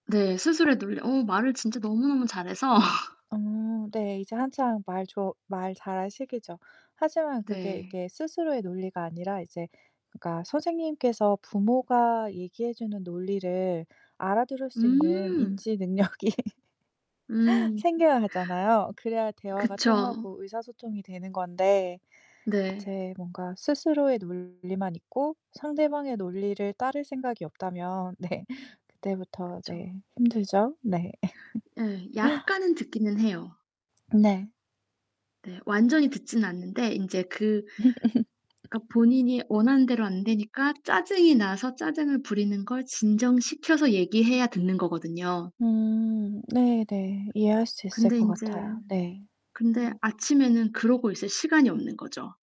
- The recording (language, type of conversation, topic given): Korean, unstructured, 분노를 건강하게 표현하는 방법은 무엇인가요?
- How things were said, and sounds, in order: tapping; other background noise; laughing while speaking: "잘해서"; laughing while speaking: "능력이"; distorted speech; laugh; laughing while speaking: "네"; laugh; laugh